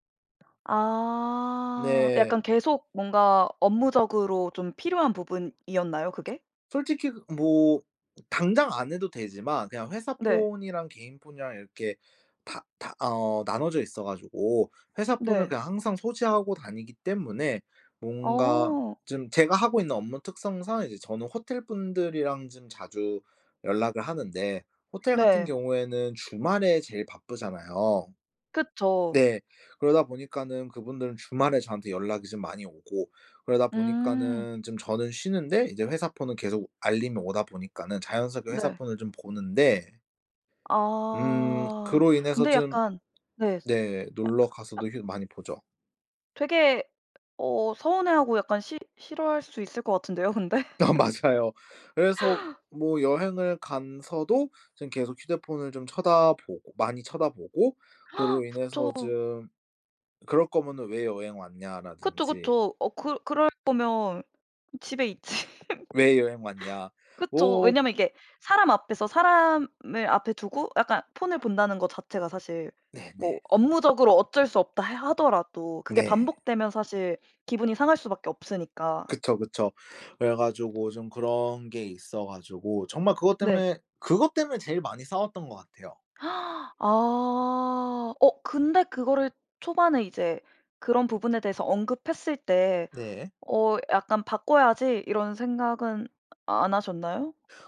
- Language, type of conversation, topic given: Korean, podcast, 일과 삶의 균형을 바꾸게 된 계기는 무엇인가요?
- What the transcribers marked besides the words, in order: other background noise; tapping; laughing while speaking: "근데?"; laughing while speaking: "다 맞아요"; laugh; gasp; laughing while speaking: "있지"; laugh; gasp